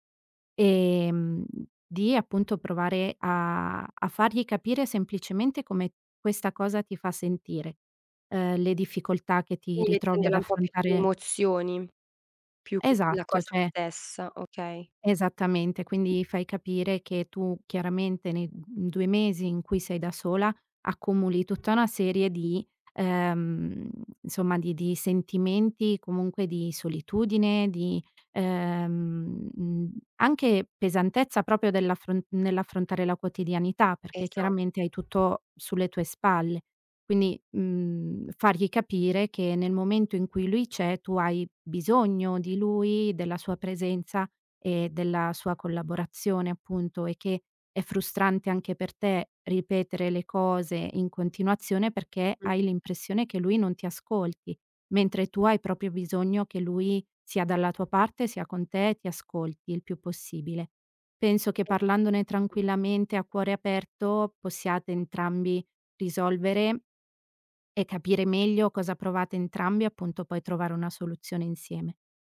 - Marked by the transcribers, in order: "cioè" said as "ceh"; tapping; unintelligible speech; other background noise; "proprio" said as "propio"; "proprio" said as "propio"
- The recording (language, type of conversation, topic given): Italian, advice, Perché io e il mio partner finiamo per litigare sempre per gli stessi motivi e come possiamo interrompere questo schema?
- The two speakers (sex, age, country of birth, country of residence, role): female, 30-34, Italy, Italy, advisor; female, 30-34, Italy, Italy, user